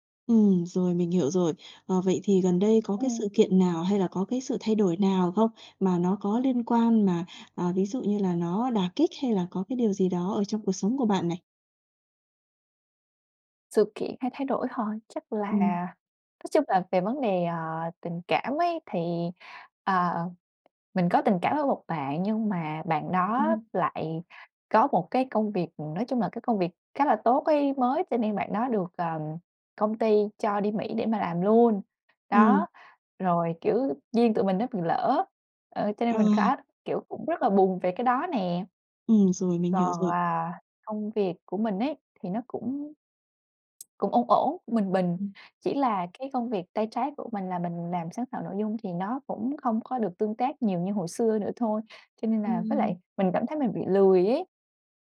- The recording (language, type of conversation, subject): Vietnamese, advice, Tôi cảm thấy trống rỗng và khó chấp nhận nỗi buồn kéo dài; tôi nên làm gì?
- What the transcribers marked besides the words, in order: tapping; other background noise